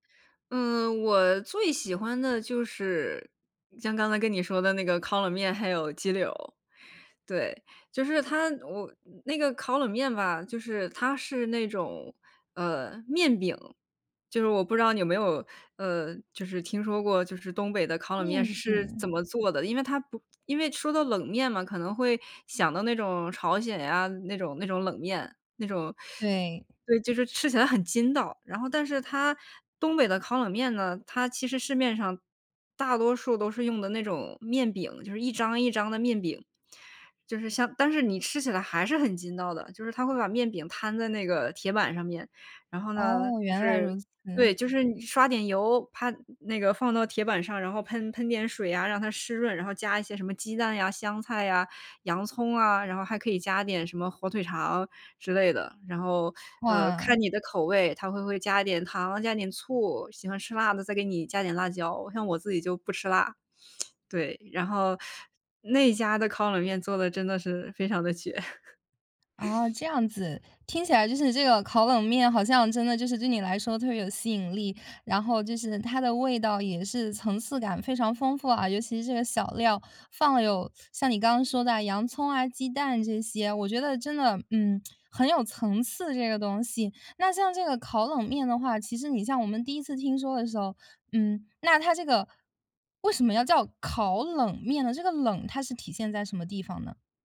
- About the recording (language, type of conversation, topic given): Chinese, podcast, 你能分享一次让你难忘的美食记忆吗？
- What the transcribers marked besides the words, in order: other background noise; chuckle; tsk